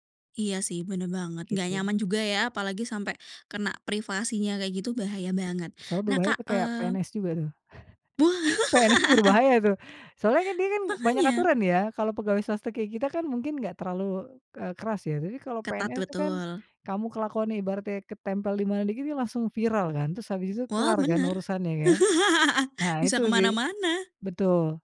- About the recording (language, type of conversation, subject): Indonesian, podcast, Kapan menurutmu waktu yang tepat untuk memakai emoji atau GIF?
- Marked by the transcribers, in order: other background noise; chuckle; laughing while speaking: "PNS"; laugh; tapping; laugh